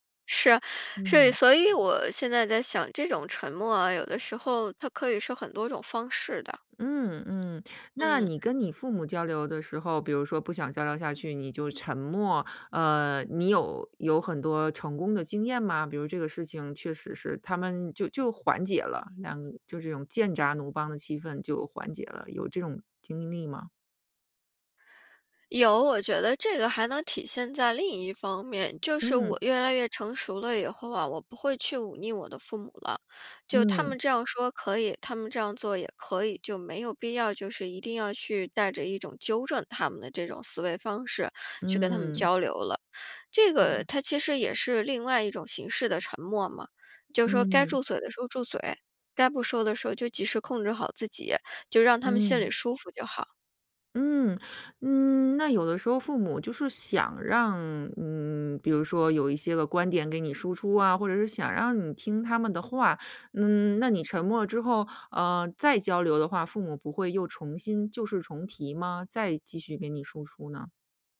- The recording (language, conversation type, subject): Chinese, podcast, 沉默在交流中起什么作用？
- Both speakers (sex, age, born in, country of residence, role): female, 35-39, China, United States, guest; female, 40-44, China, United States, host
- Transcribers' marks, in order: "那" said as "喃"; "剑拔弩张" said as "剑闸弩帮"